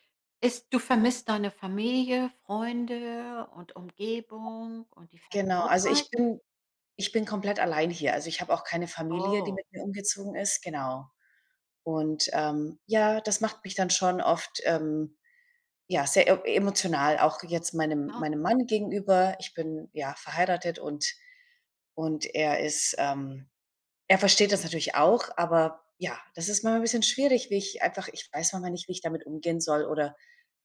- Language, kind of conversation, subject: German, advice, Wie gehst du nach dem Umzug mit Heimweh und Traurigkeit um?
- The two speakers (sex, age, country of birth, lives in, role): female, 40-44, Kazakhstan, United States, user; female, 65-69, Germany, United States, advisor
- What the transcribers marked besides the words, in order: other background noise